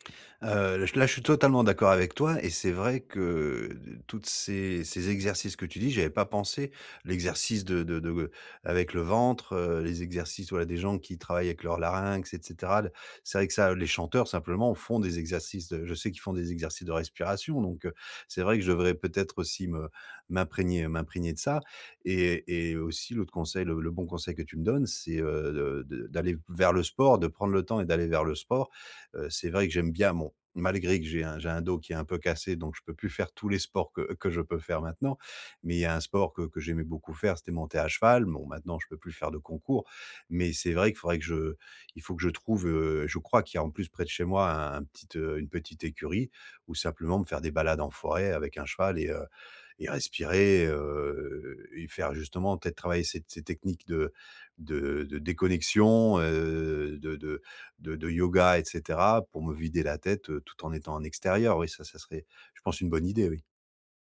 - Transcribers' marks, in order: none
- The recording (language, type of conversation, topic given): French, advice, Comment la respiration peut-elle m’aider à relâcher la tension corporelle ?